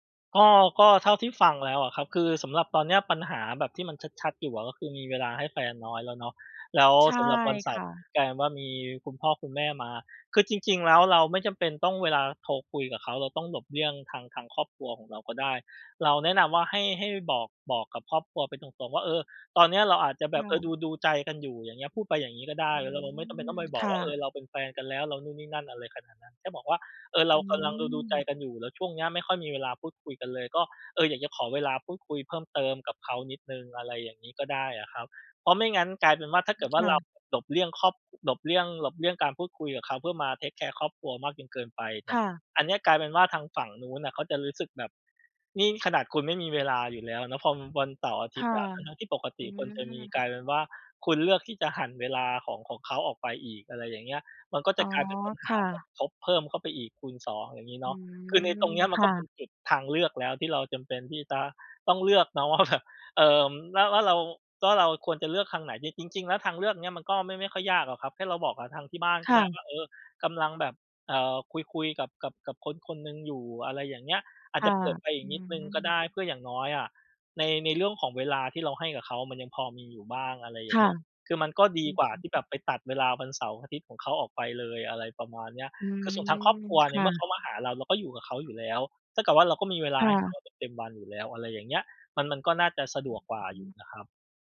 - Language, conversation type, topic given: Thai, advice, คุณจะจัดการความสัมพันธ์ที่ตึงเครียดเพราะไม่ลงตัวเรื่องเวลาอย่างไร?
- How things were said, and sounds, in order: background speech; other background noise; in English: "เทกแคร์"; laughing while speaking: "ว่า"